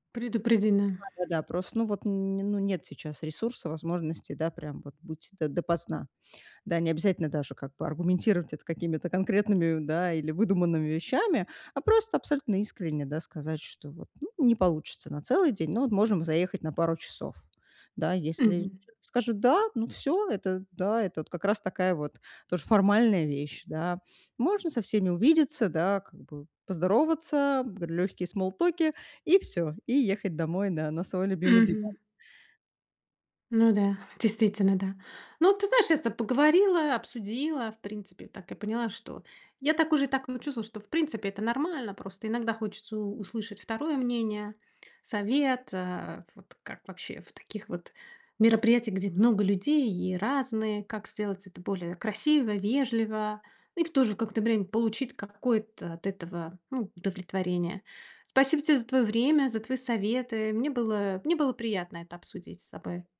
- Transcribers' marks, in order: other background noise; chuckle
- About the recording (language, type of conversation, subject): Russian, advice, Почему я чувствую себя изолированным на вечеринках и встречах?